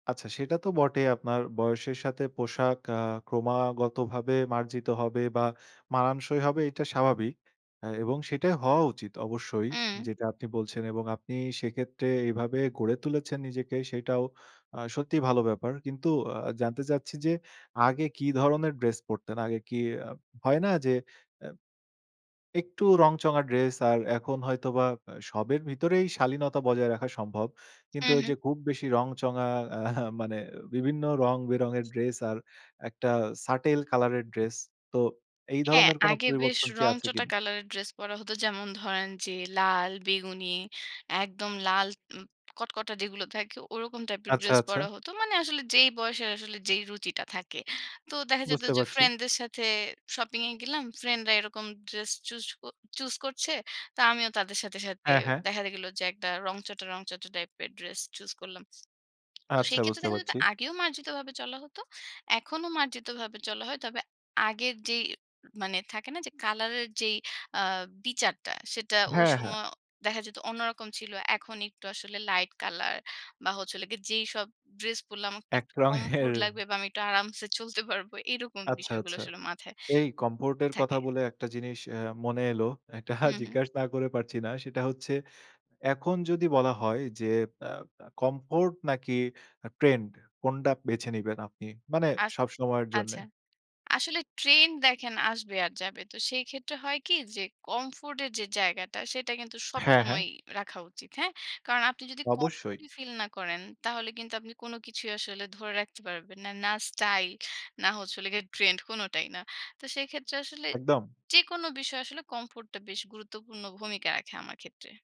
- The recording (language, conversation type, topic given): Bengali, podcast, বয়স বাড়ার সঙ্গে তোমার স্টাইল কেমন বদলেছে?
- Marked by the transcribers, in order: other background noise; in English: "settle"; in English: "comfort"; laughing while speaking: "চলতে পারব"; in English: "comfort"; laughing while speaking: "একটা জিজ্ঞেস না করে পারছি না"; in English: "comfort"; in English: "trend"; "কোনটা" said as "কোনডা"; in English: "comfort"; in English: "comfort"; in English: "comfort"